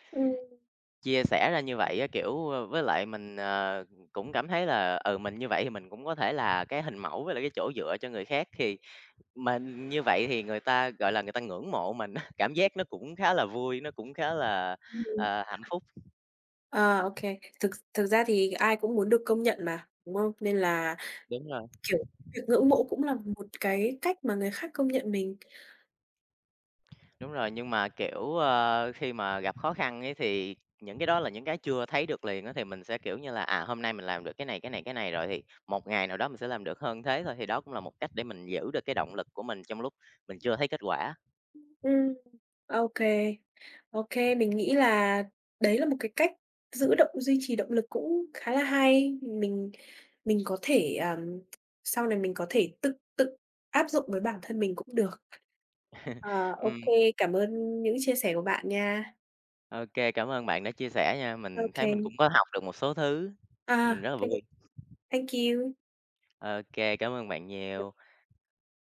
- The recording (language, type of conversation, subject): Vietnamese, unstructured, Bạn làm thế nào để biến ước mơ thành những hành động cụ thể và thực tế?
- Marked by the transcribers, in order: tapping; other background noise; laughing while speaking: "á"; chuckle; in English: "thank you"; unintelligible speech